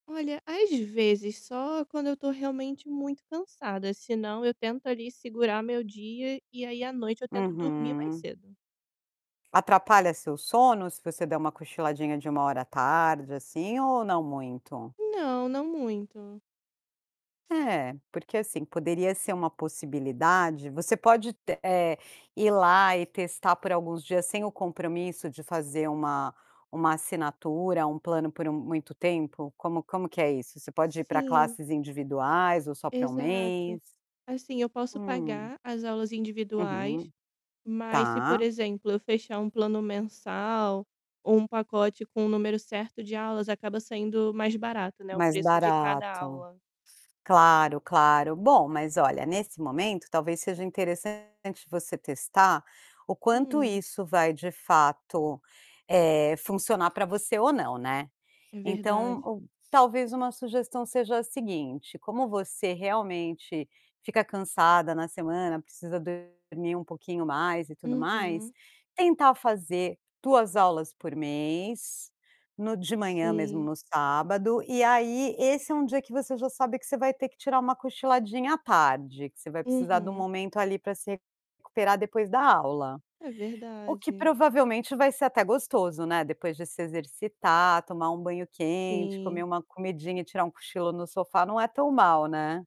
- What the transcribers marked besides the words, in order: tapping; static; distorted speech
- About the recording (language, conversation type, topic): Portuguese, advice, Como posso retomar um hobby e transformá-lo em uma prática regular?